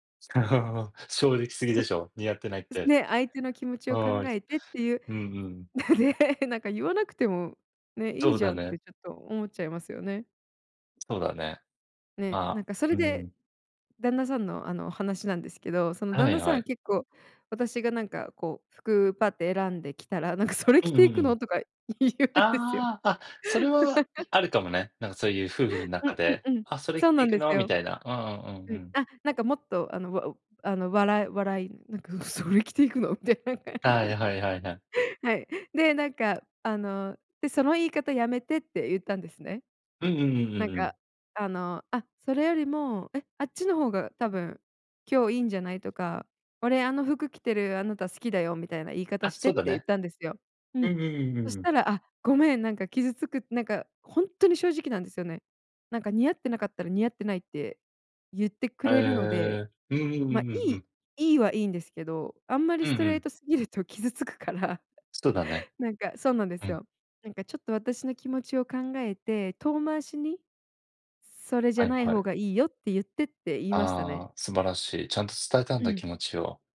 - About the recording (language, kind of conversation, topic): Japanese, unstructured, 他人の気持ちを考えることは、なぜ大切なのですか？
- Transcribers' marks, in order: other noise; laugh; laughing while speaking: "言うんですよ"; laugh; put-on voice: "それ着て行くの？"; laughing while speaking: "みたいな感じ"; tapping